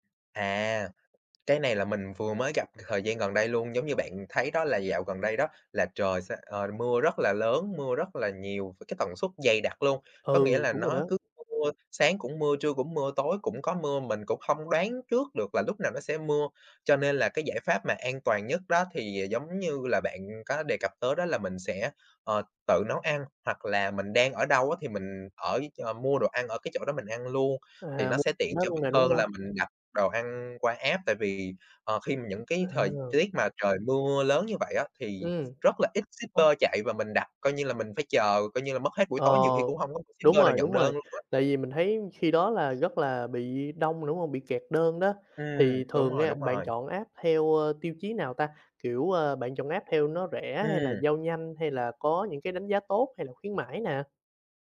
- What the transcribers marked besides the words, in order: tapping; unintelligible speech; in English: "app"; in English: "shipper"; unintelligible speech; in English: "shipper"; in English: "app"; in English: "app"
- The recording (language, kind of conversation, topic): Vietnamese, podcast, Bạn thường có thói quen sử dụng dịch vụ giao đồ ăn như thế nào?
- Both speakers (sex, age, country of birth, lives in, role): male, 20-24, Vietnam, Vietnam, guest; male, 20-24, Vietnam, Vietnam, host